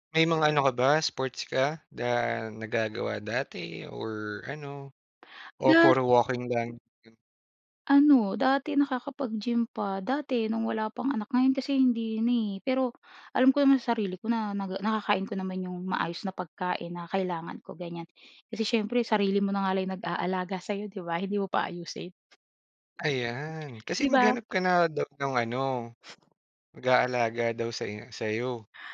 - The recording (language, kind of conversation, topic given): Filipino, podcast, Ano ang ginagawa mo para alagaan ang sarili mo kapag sobrang abala ka?
- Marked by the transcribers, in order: other background noise